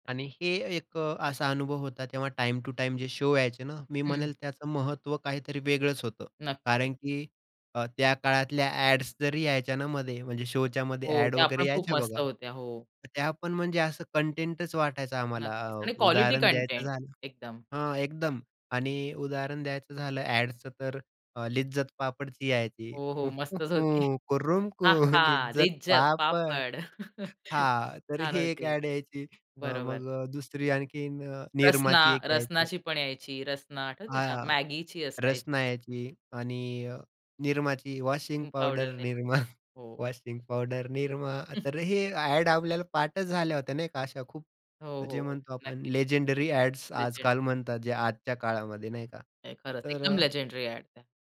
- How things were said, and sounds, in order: other background noise; in English: "टाईम टू टाईम"; in English: "शो"; tapping; in English: "शो"; laughing while speaking: "मस्तच होती"; put-on voice: "हां, हां. लिज्जत पापड"; other noise; put-on voice: "कुरुम कुर लिज्जत पापड"; laughing while speaking: "लिज्जत पापड"; chuckle; singing: "वॉशिंग पावडर निरमा, वॉशिंग पावडर निरमा"; laughing while speaking: "निरमा"; unintelligible speech; chuckle; in English: "लेजेंडरी"; in English: "लेजेंडरी"; in English: "लेजेंडरी"
- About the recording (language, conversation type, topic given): Marathi, podcast, स्ट्रीमिंगमुळे दूरदर्शन पाहण्याची सवय कशी बदलली आहे?